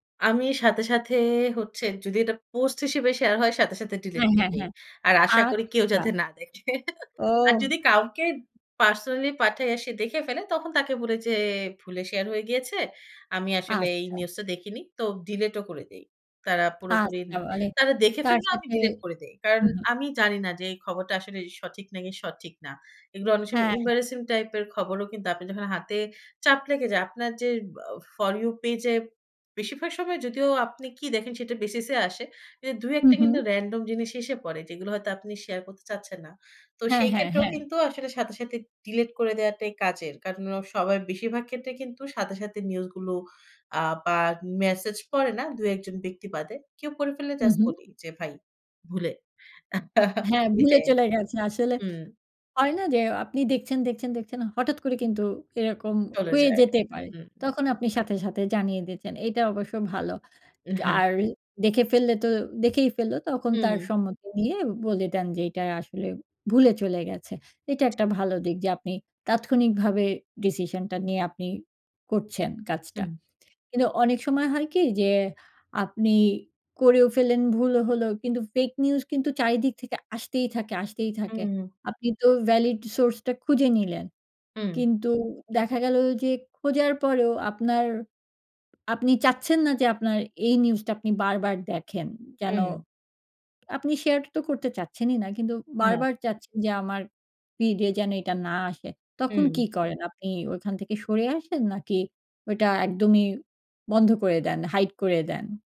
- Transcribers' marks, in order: laughing while speaking: "দেখে"; chuckle; in English: "এম্বারাসিং"; chuckle; other background noise; in English: "ভ্যালিড"
- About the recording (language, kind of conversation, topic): Bengali, podcast, ফেক নিউজ চিনতে তুমি কী কৌশল ব্যবহার করো?